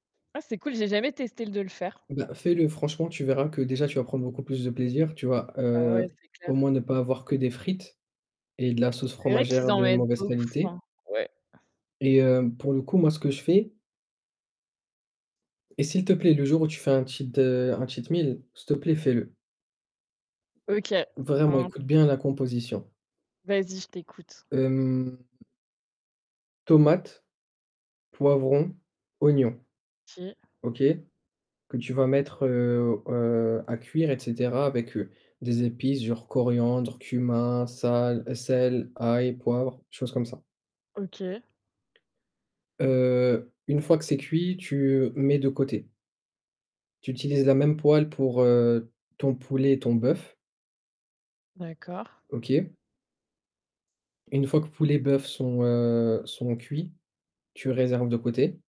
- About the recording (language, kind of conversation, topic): French, unstructured, Penses-tu que les publicités pour la malbouffe sont trop agressives ?
- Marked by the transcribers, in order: static; distorted speech; tapping; in English: "cheat"; in English: "cheat meal"; other background noise; drawn out: "Hem"